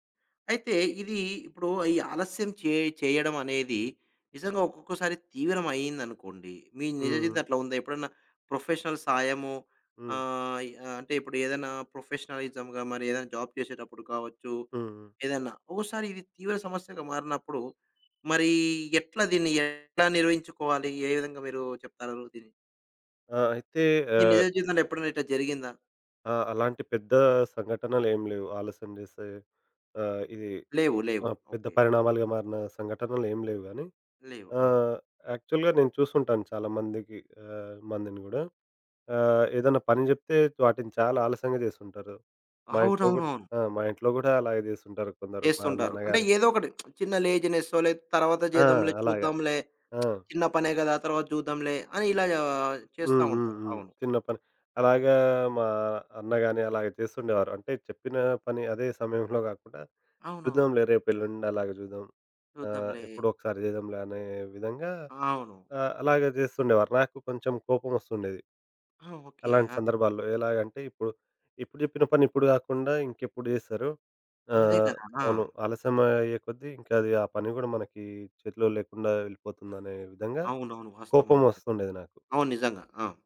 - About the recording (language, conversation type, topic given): Telugu, podcast, ఆలస్యం చేస్తున్నవారికి మీరు ఏ సలహా ఇస్తారు?
- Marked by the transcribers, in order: in English: "ప్రొఫెషనల్"; in English: "జాబ్"; other background noise; tapping; in English: "యాక్చువల్‌గా"; unintelligible speech; lip smack; lip smack